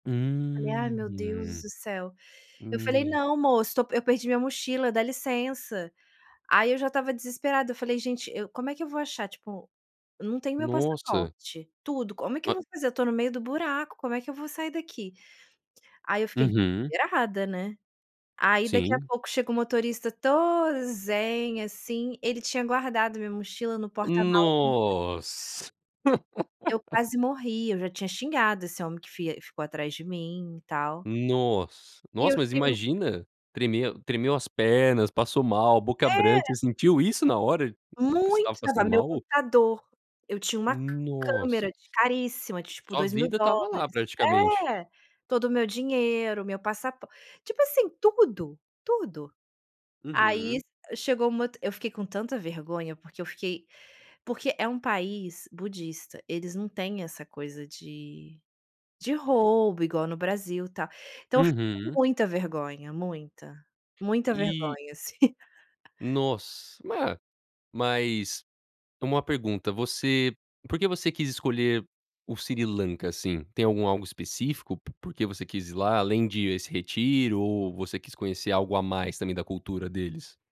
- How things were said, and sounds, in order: none
- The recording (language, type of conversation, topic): Portuguese, podcast, Qual foi o maior perrengue de viagem que virou uma história engraçada?